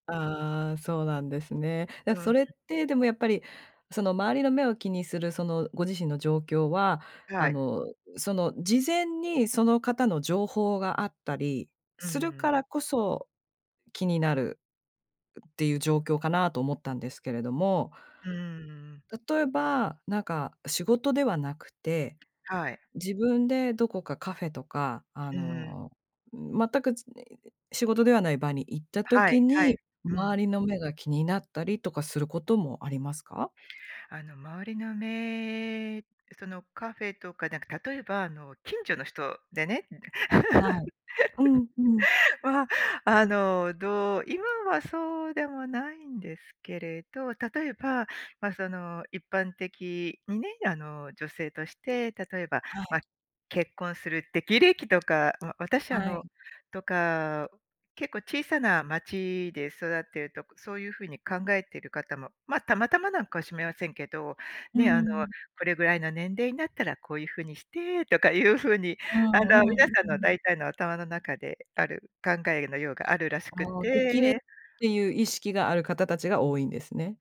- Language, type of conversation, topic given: Japanese, podcast, 周りの目を気にしてしまうのはどんなときですか？
- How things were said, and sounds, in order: other noise; laugh; "しれません" said as "しめあせん"